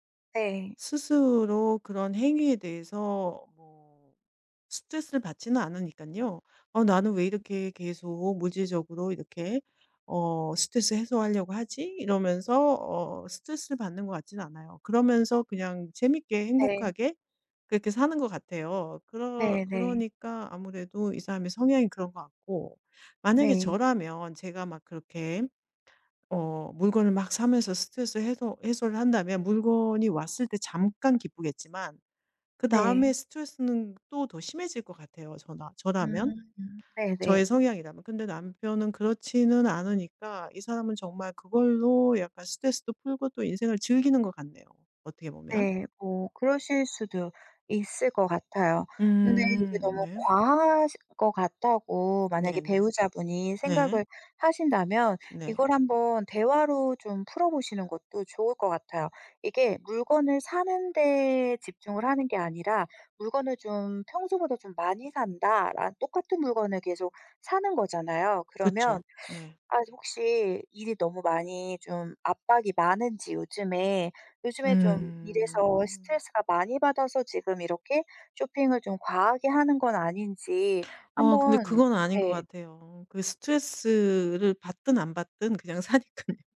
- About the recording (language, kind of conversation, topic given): Korean, advice, 배우자 가족과의 갈등이 반복될 때 어떻게 대처하면 좋을까요?
- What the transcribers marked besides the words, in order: other background noise; tapping; laughing while speaking: "사니깐요"